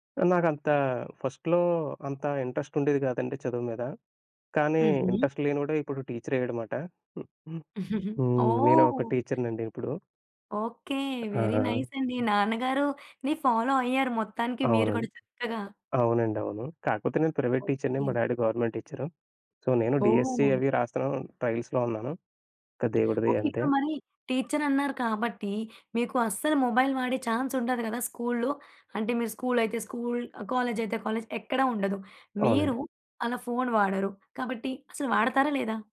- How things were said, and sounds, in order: in English: "ఫస్ట్‌లో"; in English: "ఇంట్రెస్ట్"; in English: "ఇంట్రెస్ట్"; in English: "టీచర్"; giggle; in English: "వెరీ నైస్"; other background noise; in English: "ఫాలో"; in English: "ప్రైవేట్ టీచర్‌ని"; in English: "డ్యాడీ"; in English: "సో"; in English: "డీఎస్సీ"; in English: "ట్రైల్స్‌లో"; in English: "టీచర్"; in English: "మొబైల్"; in English: "కాలేజ్"
- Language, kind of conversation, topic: Telugu, podcast, మొబైల్ లేదా స్క్రీన్ వాడకం వల్ల మన సంభాషణలో ఏమైనా మార్పు వచ్చిందా?